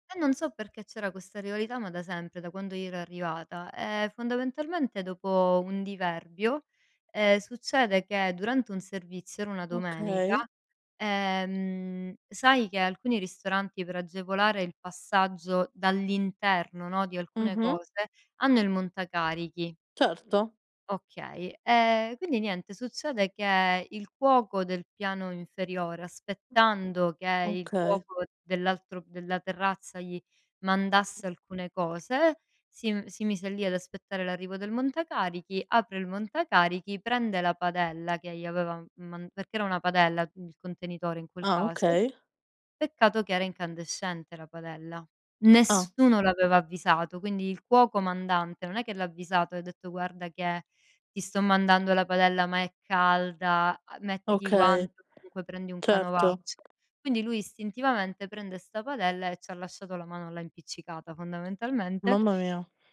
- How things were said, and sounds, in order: other noise; tapping; other background noise
- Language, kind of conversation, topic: Italian, unstructured, Che cosa pensi della vendetta?